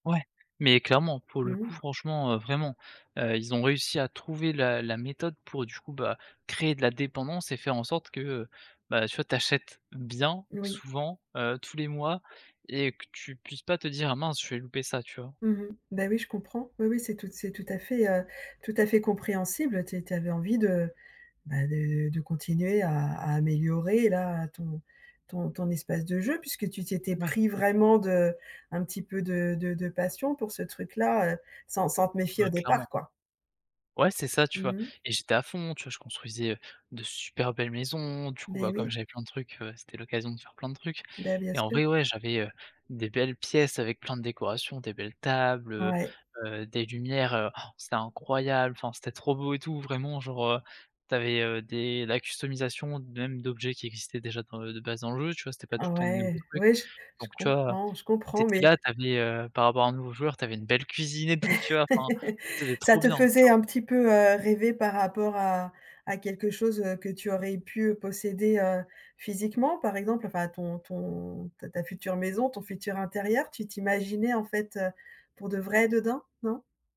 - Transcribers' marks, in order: stressed: "bien"; chuckle
- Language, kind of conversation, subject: French, advice, Comment te sens-tu après avoir fait des achats dont tu n’avais pas besoin ?